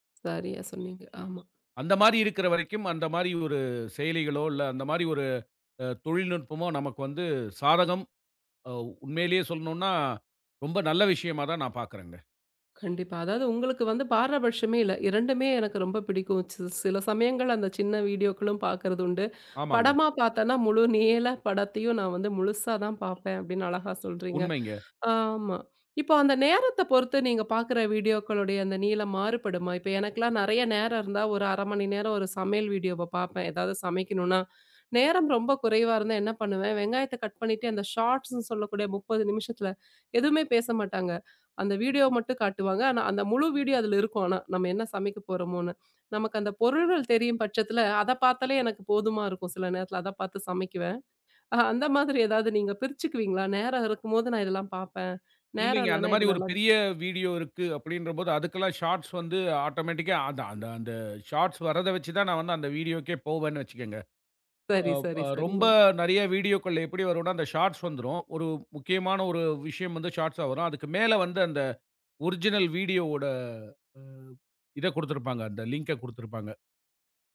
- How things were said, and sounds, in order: in English: "வீடியோக்களும்"; in English: "வீடியோக்களுடைய"; in English: "வீடியோவைப்"; in English: "ஷார்ட்ஸ்ன்னு"; in English: "வீடியோ"; in English: "வீடியோ"; in English: "வீடியோ"; in English: "ஷார்ட்ஸ்"; in English: "ஆட்டோமேட்டிக்கா"; in English: "ஷார்ட்ஸ்"; in English: "வீடியோக்கே"; in English: "வீடியோக்கள்"; in English: "ஷார்ட்ஸ்"; in English: "ஷார்ட்ஸ்ஸ"; in English: "ஒரிஜினல் வீடியோவோட"; unintelligible speech; in English: "லிங்க்"
- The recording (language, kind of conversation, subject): Tamil, podcast, சின்ன வீடியோக்களா, பெரிய படங்களா—நீங்கள் எதை அதிகம் விரும்புகிறீர்கள்?